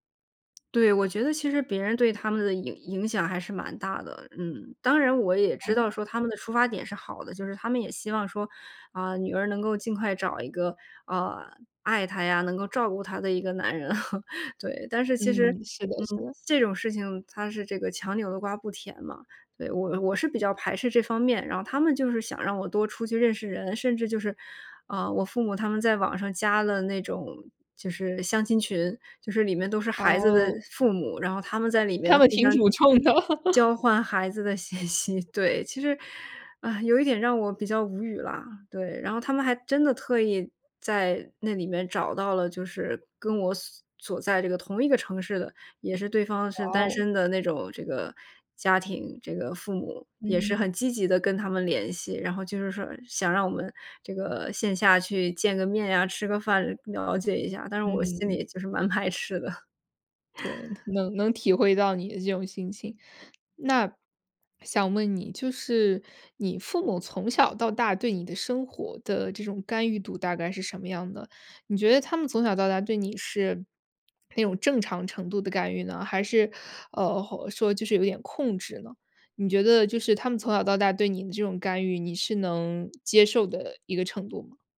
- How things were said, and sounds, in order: other background noise; laugh; joyful: "他们挺主冲 的"; "主动" said as "主冲"; laugh; laughing while speaking: "信息"; laughing while speaking: "排斥的"; laugh; other noise
- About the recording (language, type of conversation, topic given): Chinese, podcast, 当父母干预你的生活时，你会如何回应？